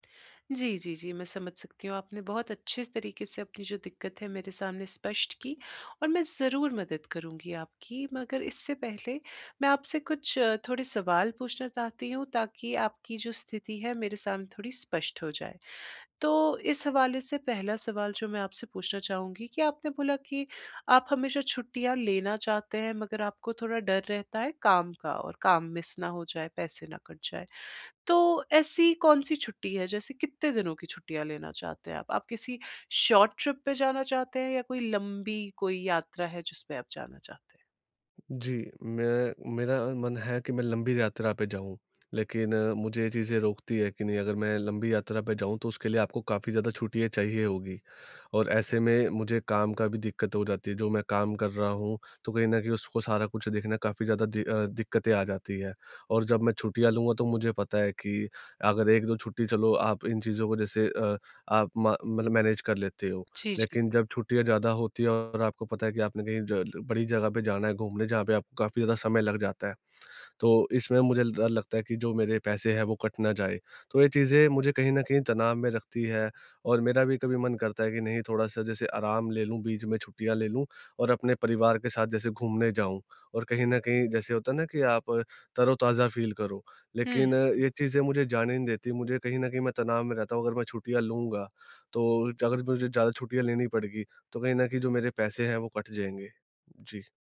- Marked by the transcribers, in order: in English: "मिस"; in English: "शॉर्ट ट्रिप"; in English: "मैनेज"; in English: "फील"
- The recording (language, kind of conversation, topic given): Hindi, advice, मैं छुट्टियों में यात्रा की योजना बनाते समय तनाव कैसे कम करूँ?